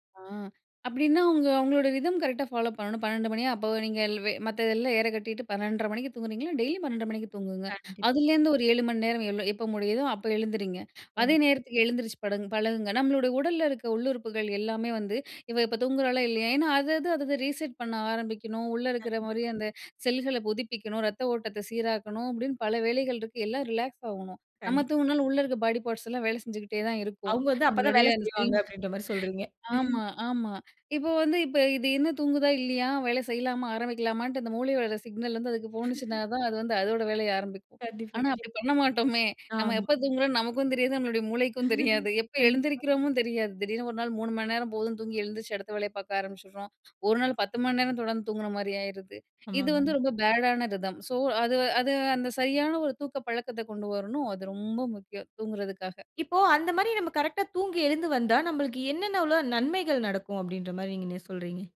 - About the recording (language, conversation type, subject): Tamil, podcast, உங்கள் தூக்கப் பழக்கங்கள் மனமும் உடலும் சமநிலையுடன் இருக்க உங்களுக்கு எப்படிச் உதவுகின்றன?
- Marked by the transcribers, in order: in English: "ரிதம் கரெக்ட்டா ஃபாலோ"; in English: "ரீசெட்"; other noise; in English: "செல்களை"; in English: "பாடி பார்ட்ஸ்லாம்"; laughing while speaking: "நம்மளுடைய அந்த சினிமா"; chuckle; laugh; laughing while speaking: "பண்ண மாட்டோமே!"; chuckle; in English: "பேடான ரிதம். ஸோ"